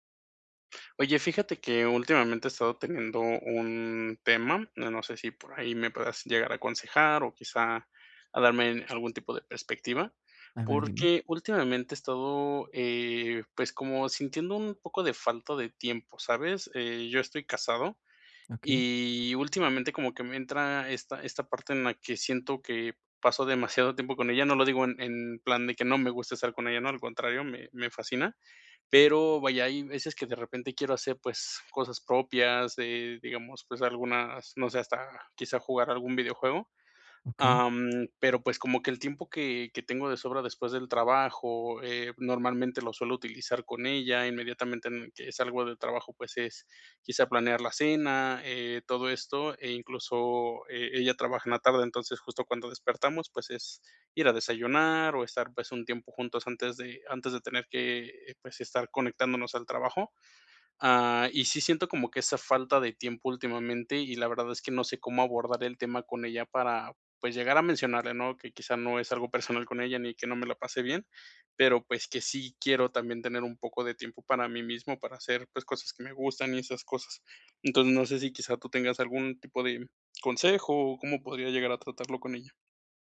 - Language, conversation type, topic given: Spanish, advice, ¿Cómo puedo equilibrar mi independencia con la cercanía en una relación?
- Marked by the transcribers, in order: none